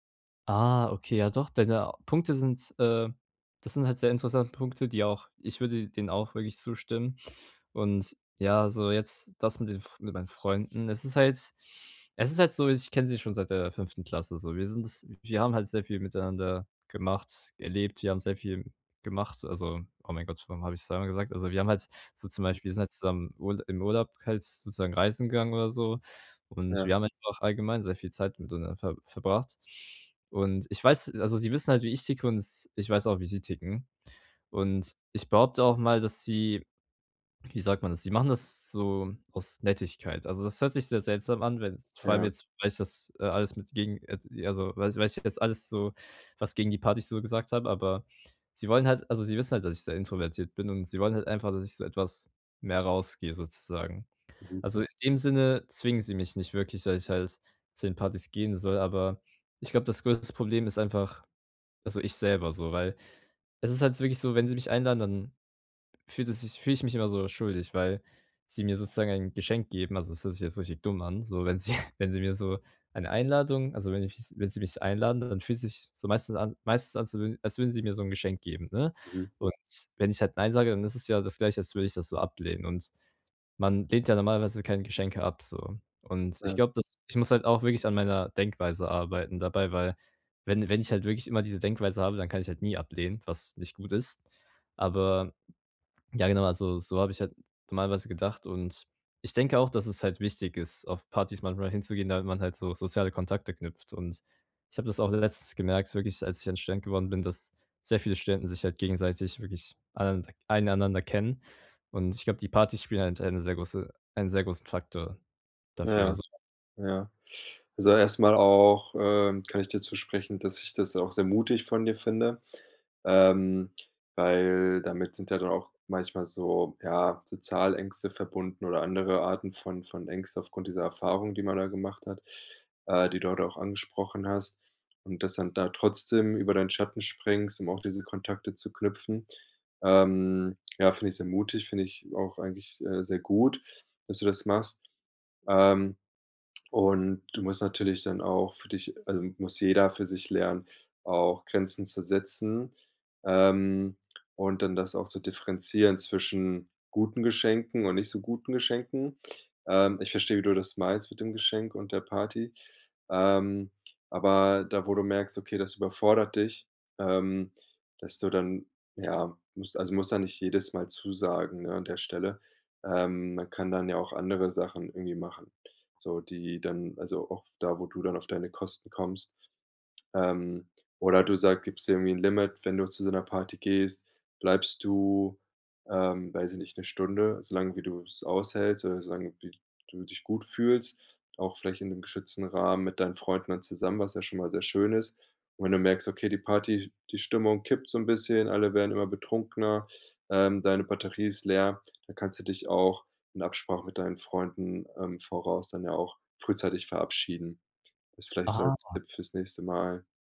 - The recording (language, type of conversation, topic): German, advice, Wie kann ich mich beim Feiern mit Freunden sicherer fühlen?
- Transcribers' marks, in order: chuckle